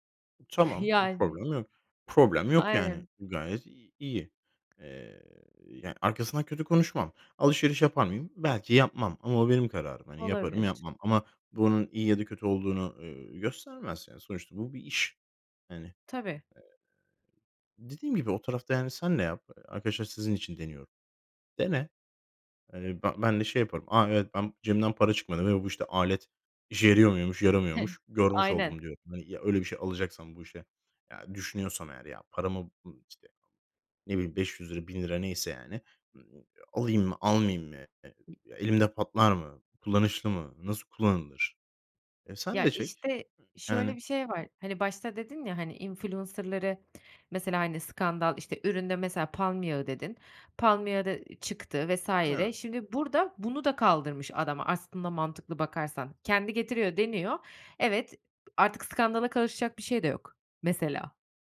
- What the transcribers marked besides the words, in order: giggle; tapping; giggle; unintelligible speech; other noise; other background noise
- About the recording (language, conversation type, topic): Turkish, podcast, Influencerlar reklam yaptığında güvenilirlikleri nasıl etkilenir?